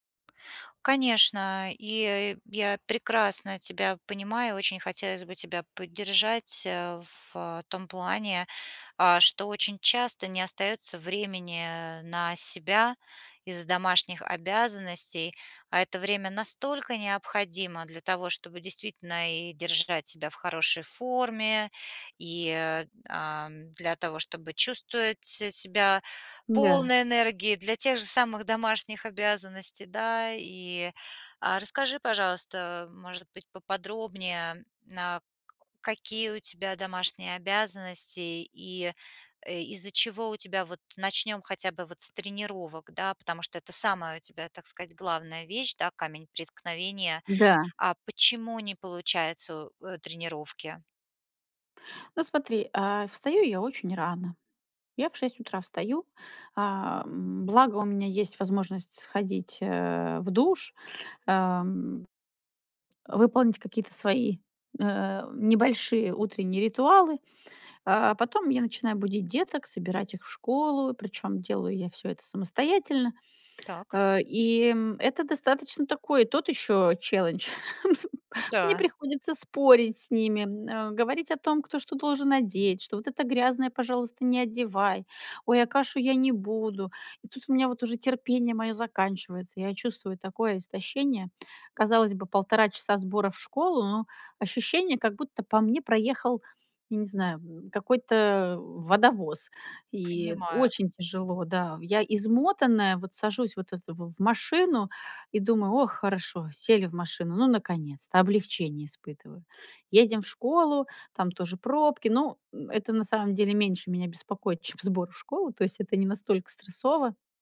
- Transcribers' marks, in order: tapping; other background noise; in English: "челлендж"; laugh
- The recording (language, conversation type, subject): Russian, advice, Как справляться с семейными обязанностями, чтобы регулярно тренироваться, высыпаться и вовремя питаться?